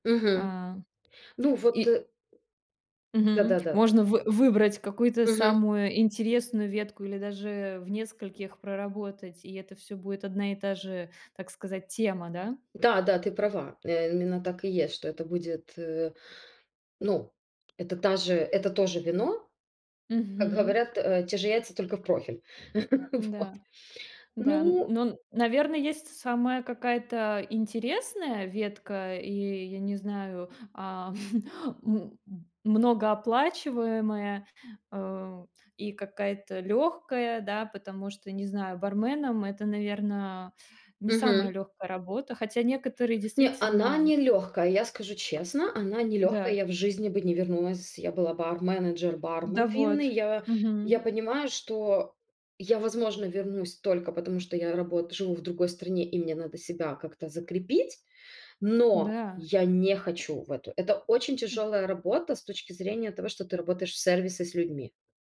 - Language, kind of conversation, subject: Russian, podcast, Как вы пришли к своей профессии?
- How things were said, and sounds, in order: tapping; laugh; laughing while speaking: "Вот"; chuckle; other background noise